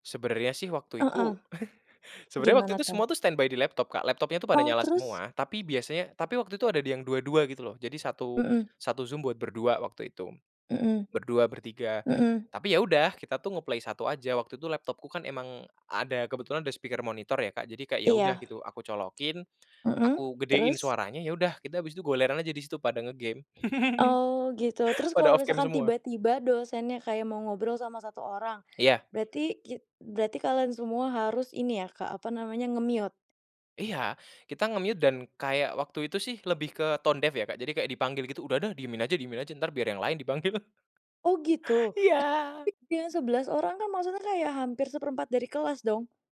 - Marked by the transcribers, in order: chuckle; in English: "standby"; in English: "nge-play"; in English: "speaker"; other background noise; chuckle; in English: "off cam"; in English: "nge-mute?"; in English: "nge-mute"; in English: "tone deaf"; laughing while speaking: "dipanggil"; put-on voice: "Iya"; tapping
- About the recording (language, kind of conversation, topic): Indonesian, podcast, Menurutmu, apa perbedaan belajar daring dibandingkan dengan tatap muka?